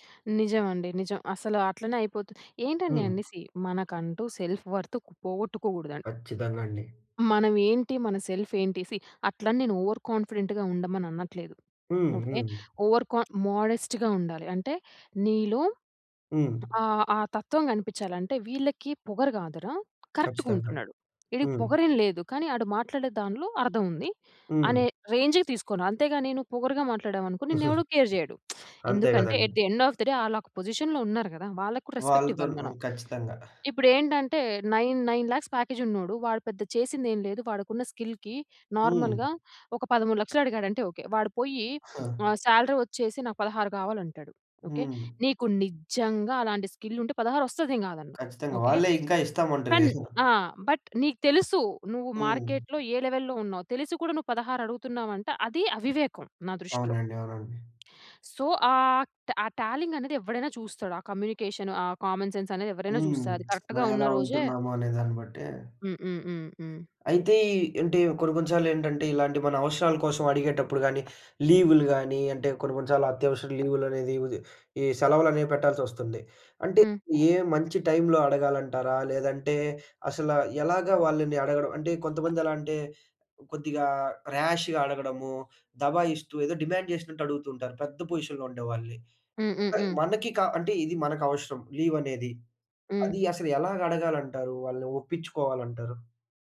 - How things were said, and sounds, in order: in English: "సీ"; in English: "సెల్ఫ్ వర్త్‌కు"; in English: "సెల్ఫ్"; in English: "సీ"; in English: "ఓవర్ కాన్ఫిడెంట్‌గా"; tapping; in English: "ఓవర్ కాన్ మోడెస్ట్‌గా"; other background noise; in English: "రేంజ్‌కి"; in English: "కేర్"; lip smack; chuckle; in English: "ఎట్ ద ఎండ్ ఆఫ్ ద డే"; in English: "పొజిషన్‌లో"; in English: "రెస్పెక్ట్"; in English: "నైన్ నైన్ లాక్స్ ప్యాకేజ్"; in English: "స్కిల్‌కి నార్మల్‌గా"; chuckle; in English: "సాలరీ"; in English: "స్కిల్"; in English: "బట్"; in English: "మార్కెట్‌లో"; in English: "లెవెల్‌లో"; in English: "సో"; in English: "టాలింగ్"; in English: "కమ్యూనికేషన్"; in English: "కామన్ సెన్స్"; lip smack; in English: "కరెక్ట్‌గా"; in English: "ర్యాష్‌గా"; in English: "డిమాండ్"; in English: "పొజిషన్‌లో"; in English: "లీవ్"
- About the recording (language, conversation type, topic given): Telugu, podcast, ఉద్యోగంలో మీ అవసరాలను మేనేజర్‌కు మర్యాదగా, స్పష్టంగా ఎలా తెలియజేస్తారు?